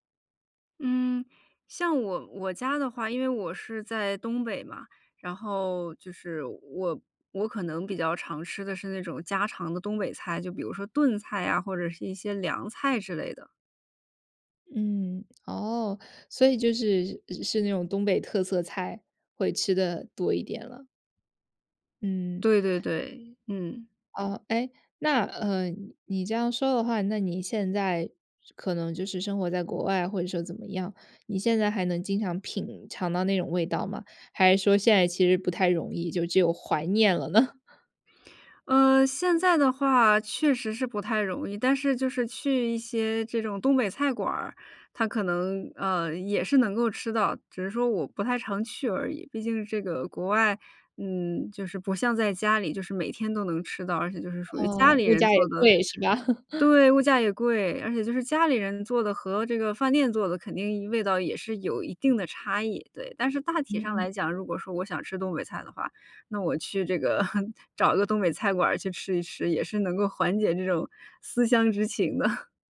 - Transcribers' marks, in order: laughing while speaking: "呢？"; other background noise; laugh; laugh; laugh
- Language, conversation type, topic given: Chinese, podcast, 家里哪道菜最能让你瞬间安心，为什么？